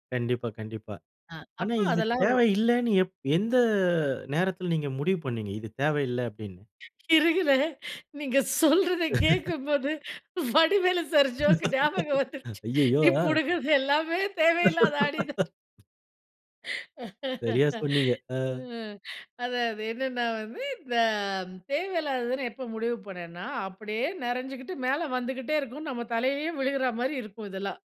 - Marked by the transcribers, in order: tapping; laughing while speaking: "இருங்களேன். நீங்க சொல்றத கேட்கும்போது வடிவேலு … தேவையில்லாத ஆணி தான்"; laugh; laugh; laugh; laugh
- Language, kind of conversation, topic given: Tamil, podcast, வீட்டுக் குப்பையை நீங்கள் எப்படி குறைக்கிறீர்கள்?